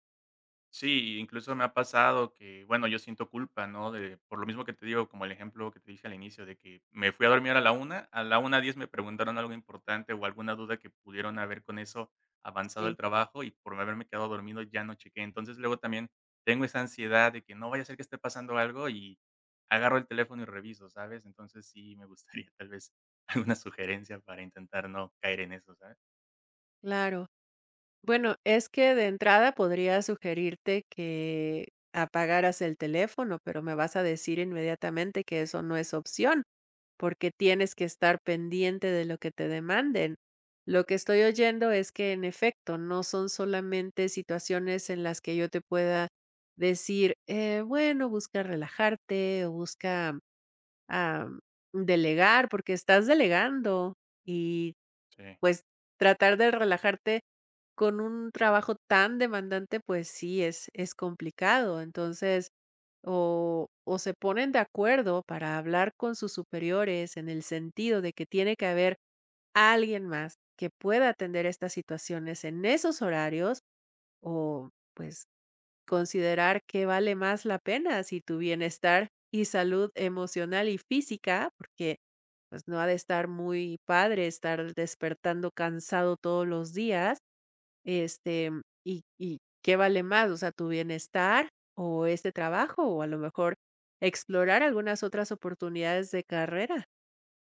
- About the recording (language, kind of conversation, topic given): Spanish, advice, ¿Cómo puedo dejar de rumiar sobre el trabajo por la noche para conciliar el sueño?
- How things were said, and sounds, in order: tapping; laughing while speaking: "gustaría"; laughing while speaking: "alguna"